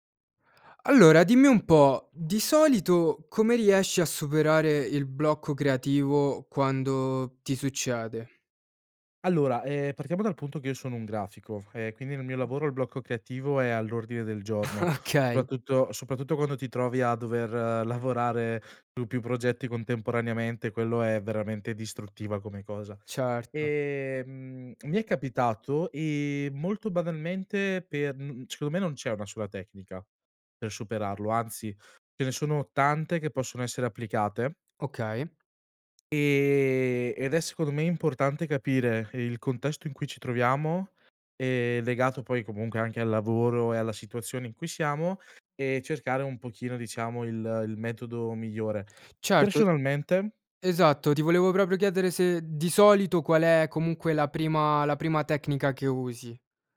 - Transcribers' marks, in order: other background noise; chuckle; laughing while speaking: "Okay"; tapping; "migliore" said as "mijore"
- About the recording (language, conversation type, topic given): Italian, podcast, Come superi il blocco creativo quando ti fermi, sai?